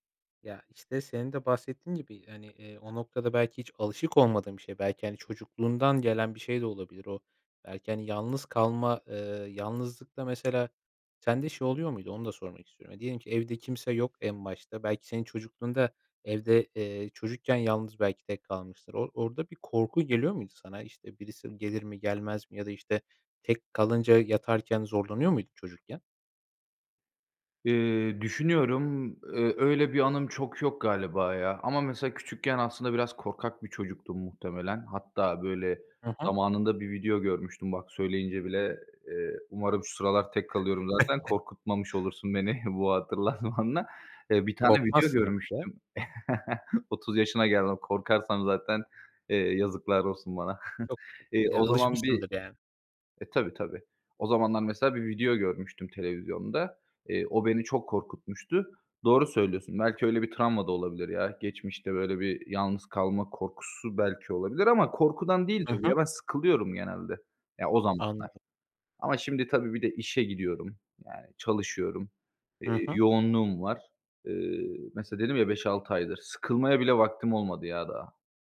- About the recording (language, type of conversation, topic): Turkish, podcast, Yalnızlık hissi geldiğinde ne yaparsın?
- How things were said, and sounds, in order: other background noise; chuckle; laughing while speaking: "bu hatırlatmanla"; tapping; chuckle; chuckle